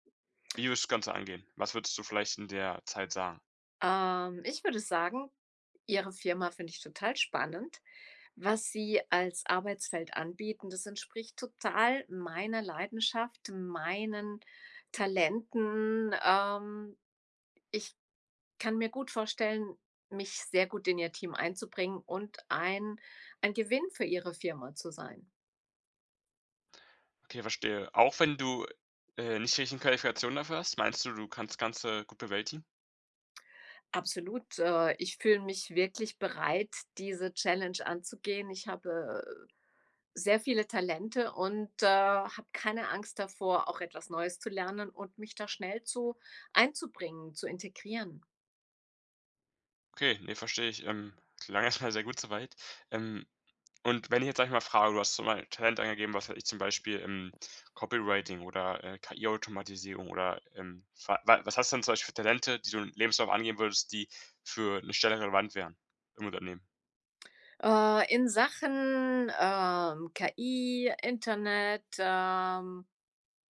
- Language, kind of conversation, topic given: German, podcast, Wie überzeugst du potenzielle Arbeitgeber von deinem Quereinstieg?
- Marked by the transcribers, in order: other background noise